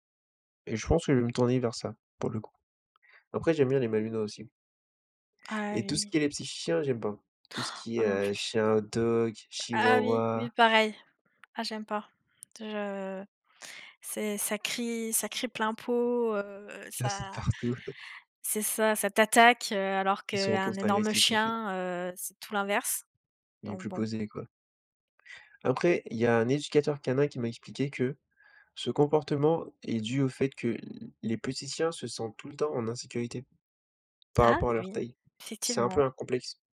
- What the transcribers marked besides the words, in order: gasp; tapping; laugh
- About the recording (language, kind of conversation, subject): French, unstructured, Quels animaux de compagnie rendent la vie plus joyeuse selon toi ?